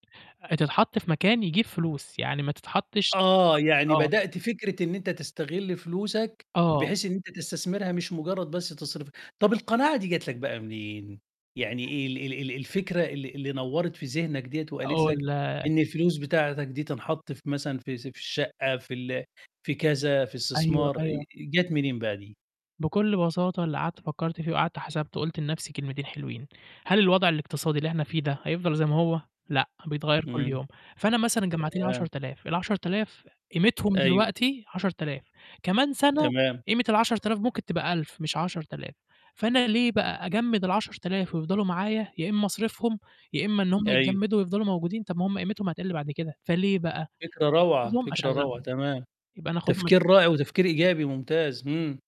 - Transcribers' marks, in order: static
- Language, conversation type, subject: Arabic, podcast, إزاي تختار بين إنك ترتاح ماليًا دلوقتي وبين إنك تبني ثروة بعدين؟